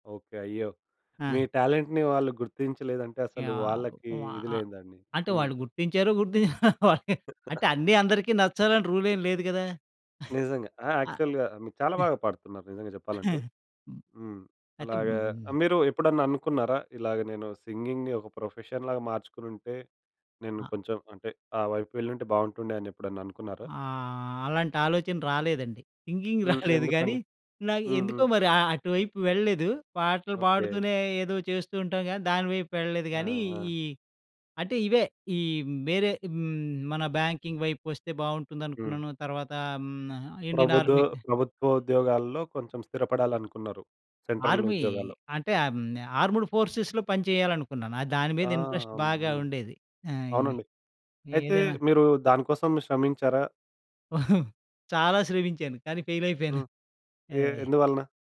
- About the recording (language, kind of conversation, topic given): Telugu, podcast, హాబీ వల్ల నీ జీవితం ఎలా మారింది?
- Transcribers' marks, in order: in English: "టాలెంట్‌ని"; chuckle; in English: "రూల్"; in English: "యాక్చువల్‌గా"; giggle; other noise; chuckle; in English: "సింగింగ్‌ని"; in English: "ప్రొఫెషన్"; in English: "సింగింగ్"; chuckle; in English: "బ్యాంకింగ్"; in English: "ఇండియన్ ఆర్మీ"; in English: "సెంట్రల్"; in English: "ఆర్మీ"; in English: "ఆర్మ్డ్ ఫోర్సెస్‌లో"; in English: "ఇంట్రెస్ట్"; giggle; in English: "ఫెయిల్"